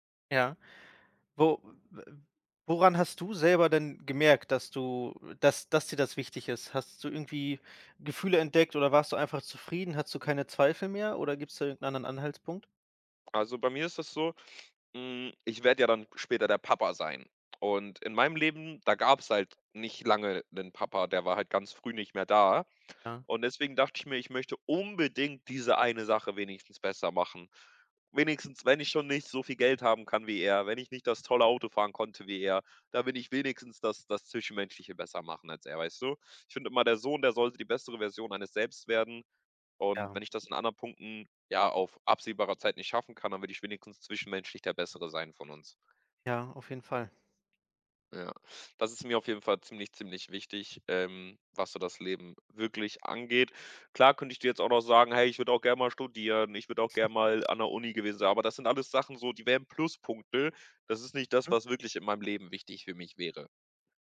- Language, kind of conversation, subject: German, podcast, Wie findest du heraus, was dir im Leben wirklich wichtig ist?
- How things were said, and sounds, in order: chuckle